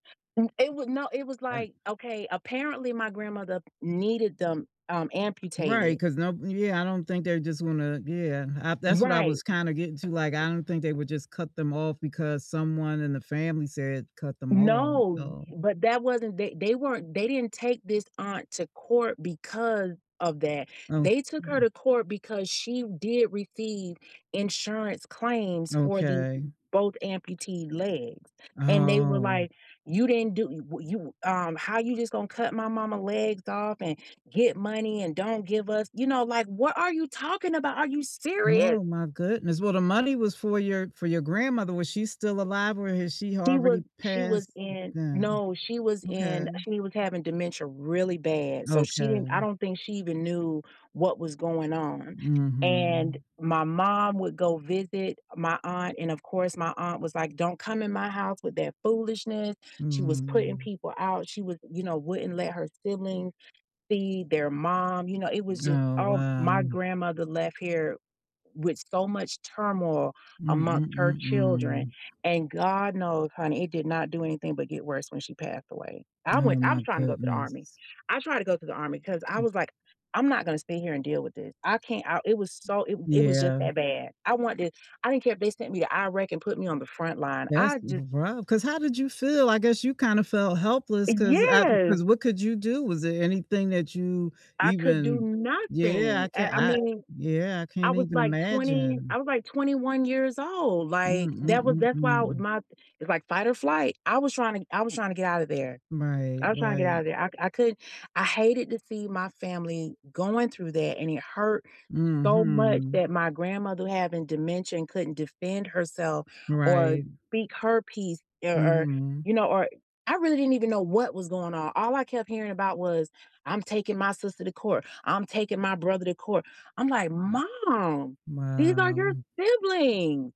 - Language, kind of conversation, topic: English, unstructured, What do you do when family drama becomes overwhelming?
- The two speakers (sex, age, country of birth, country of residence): female, 45-49, United States, United States; female, 60-64, United States, United States
- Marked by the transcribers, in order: tapping; drawn out: "Oh"; other background noise; stressed: "nothing"; stressed: "what"; drawn out: "Mom"